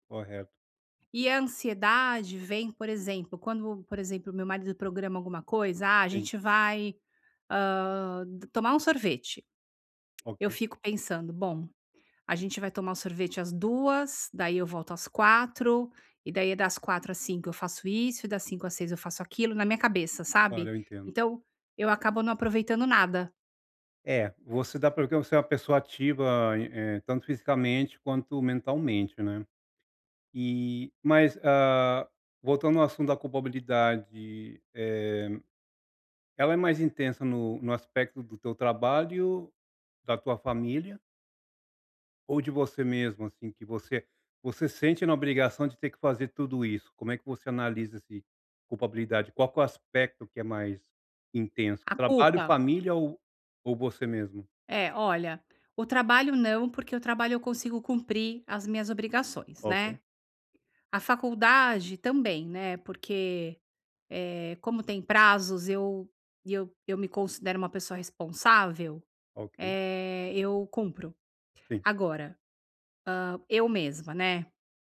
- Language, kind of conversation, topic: Portuguese, advice, Por que me sinto culpado ou ansioso ao tirar um tempo livre?
- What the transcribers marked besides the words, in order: tapping